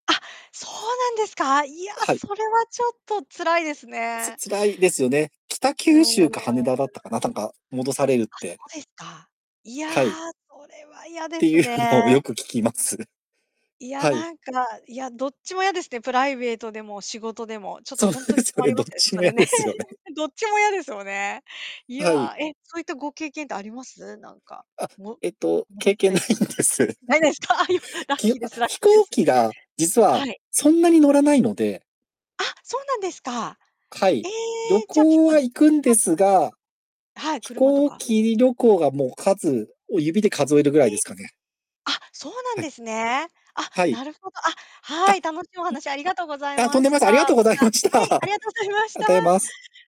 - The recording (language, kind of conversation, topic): Japanese, unstructured, 旅行の思い出が、あとから悲しく感じられることはありますか？
- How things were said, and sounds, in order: other background noise; distorted speech; laughing while speaking: "っていうのをよく聞きます"; laughing while speaking: "そうですよね、どっちも嫌ですよね"; laugh; laughing while speaking: "経験ないんです"; laughing while speaking: "ないですか、よ"; chuckle; laughing while speaking: "ありがとうございました"